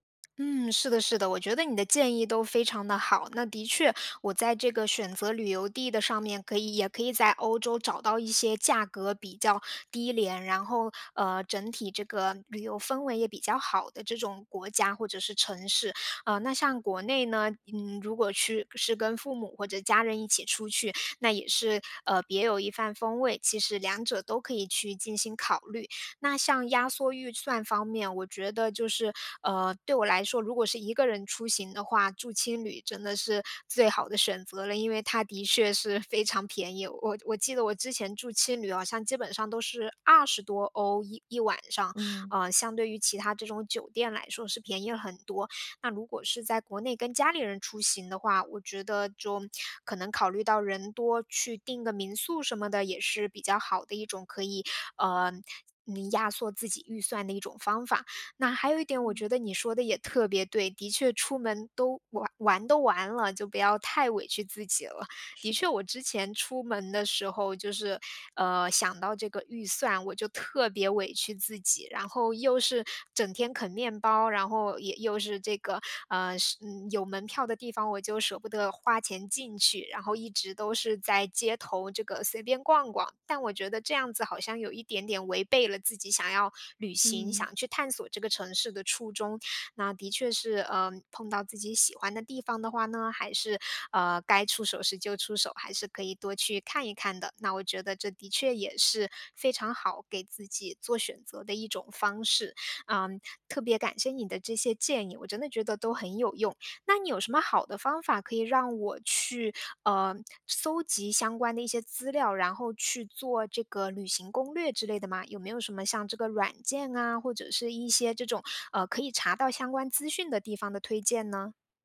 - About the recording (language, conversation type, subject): Chinese, advice, 预算有限时，我该如何选择适合的旅行方式和目的地？
- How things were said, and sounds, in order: laughing while speaking: "非常"